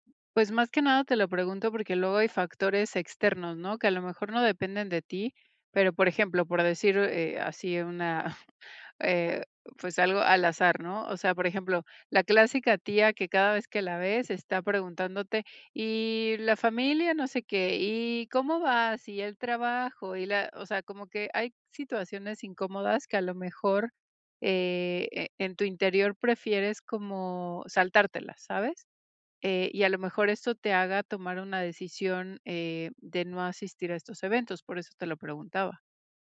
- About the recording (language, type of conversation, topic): Spanish, advice, ¿Cómo puedo dejar de tener miedo a perderme eventos sociales?
- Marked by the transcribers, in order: chuckle